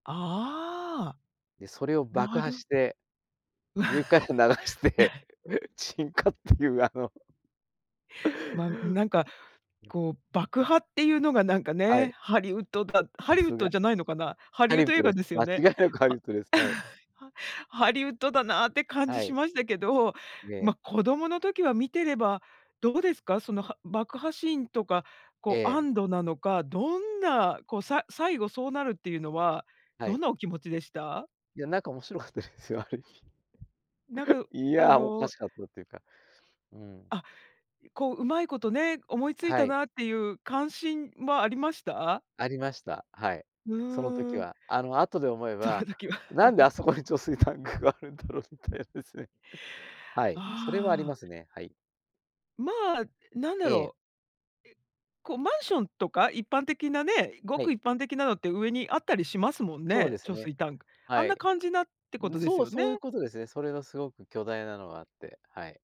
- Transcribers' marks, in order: laughing while speaking: "上から流して沈火っていうあの"; other noise; chuckle; laughing while speaking: "間違いなくハリウッドです"; chuckle; laughing while speaking: "面白かったですよ。ある意味"; tapping; chuckle; laughing while speaking: "その時は"; other background noise; chuckle; laughing while speaking: "あるんだろうみたいなですね"
- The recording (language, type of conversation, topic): Japanese, podcast, 初めて映画館で観た映画の思い出は何ですか？